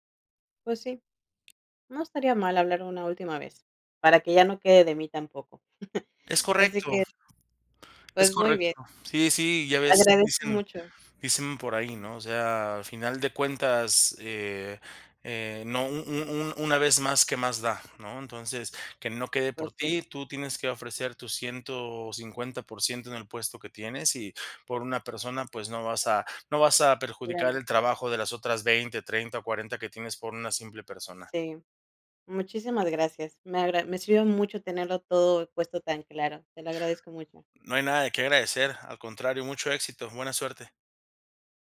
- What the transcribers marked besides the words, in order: other background noise; chuckle
- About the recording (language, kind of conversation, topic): Spanish, advice, ¿Cómo puedo decidir si despedir o retener a un empleado clave?